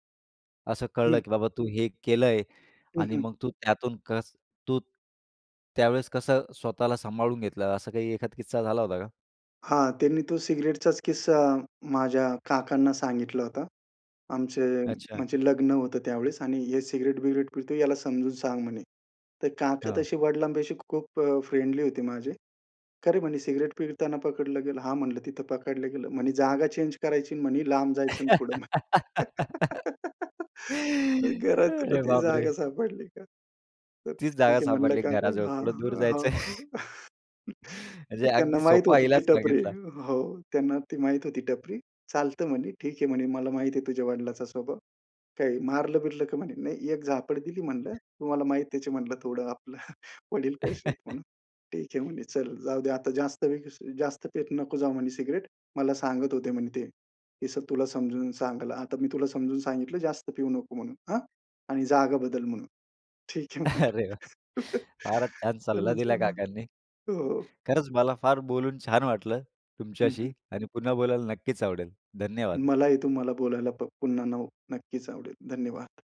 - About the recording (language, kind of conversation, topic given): Marathi, podcast, कोणती सवय बदलल्यामुळे तुमचं आयुष्य अधिक चांगलं झालं?
- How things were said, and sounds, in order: in English: "फ्रेंडली"; laugh; in English: "चेंज"; laugh; laughing while speaking: "घरात तुला ती जागा सापडली … काका. हां हां"; chuckle; other background noise; chuckle; laugh; laughing while speaking: "वडील कसे आहेत म्हणून"; laughing while speaking: "अरे वाह! फारच छान सल्ला … बोलायला नक्कीच आवडेल"; chuckle